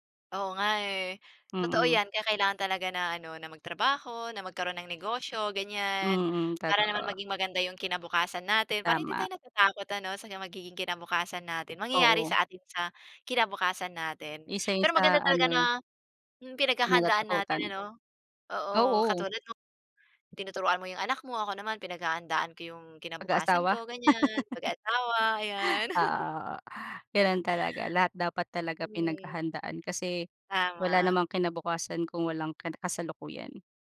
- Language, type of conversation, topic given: Filipino, unstructured, Ano ang pinakakinatatakutan mong mangyari sa kinabukasan mo?
- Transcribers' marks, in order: wind; laugh; chuckle